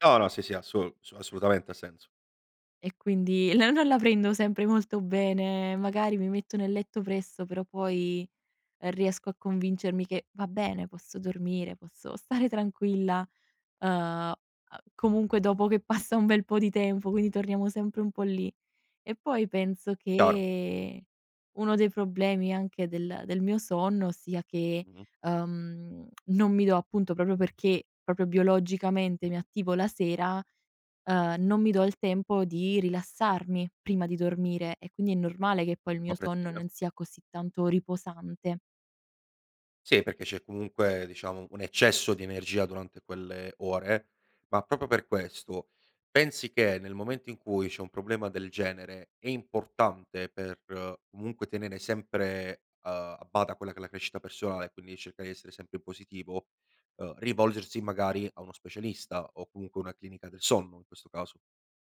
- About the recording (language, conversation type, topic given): Italian, podcast, Che ruolo ha il sonno nella tua crescita personale?
- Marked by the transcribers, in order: laughing while speaking: "no non la prendo"; laughing while speaking: "stare"; laughing while speaking: "passa"; "quindi" said as "quini"; tapping; "proprio" said as "propio"